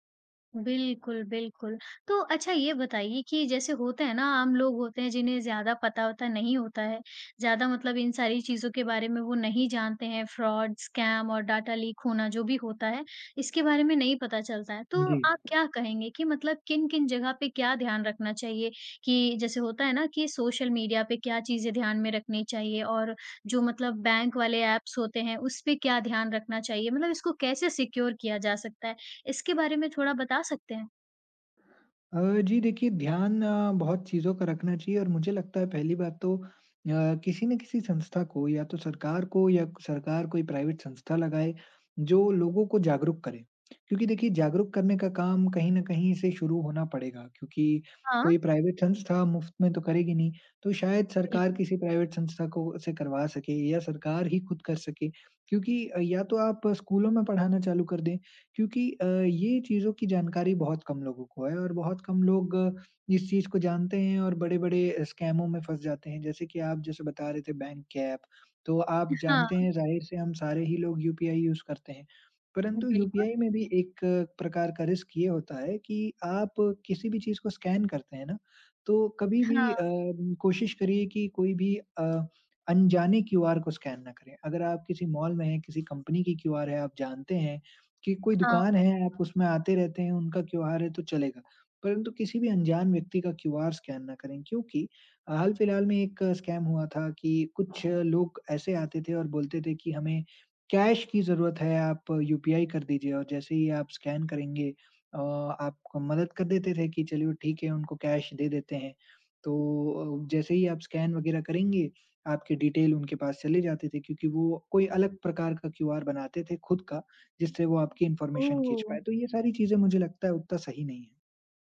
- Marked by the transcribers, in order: in English: "फ्रॉड, स्कैम"; in English: "डाटा लीक"; tapping; in English: "ऐप्स"; in English: "सिक्योर"; in English: "प्राइवेट"; other background noise; in English: "प्राइवेट"; in English: "प्राइवेट"; in English: "यूज़"; in English: "रिस्क"; in English: "कंपनी"; in English: "स्कैम"; in English: "कैश"; in English: "कैश"; in English: "डिटेल"; in English: "इन्फॉर्मेशन"
- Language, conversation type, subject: Hindi, podcast, ऑनलाइन निजता समाप्त होती दिखे तो आप क्या करेंगे?